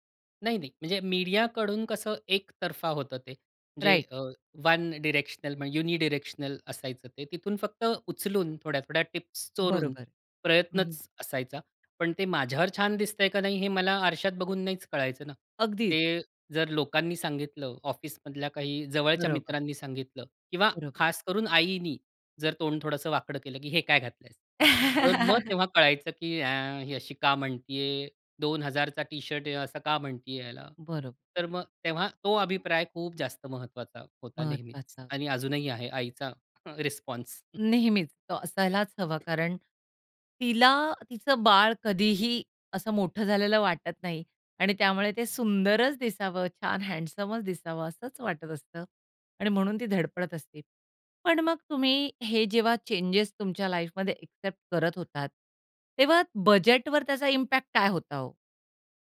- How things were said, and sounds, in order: in English: "राइट"; in English: "वन डायरेक्शनल, युनिडायरेक्शनल"; put-on voice: "हे काय घातलंय"; chuckle; put-on voice: "ए"; tapping; in English: "रिस्पॉन्स"; other background noise; in English: "चेंजेस"; in English: "एक्सेप्ट"; in English: "इम्पॅक्ट"
- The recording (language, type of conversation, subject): Marathi, podcast, तुझी शैली आयुष्यात कशी बदलत गेली?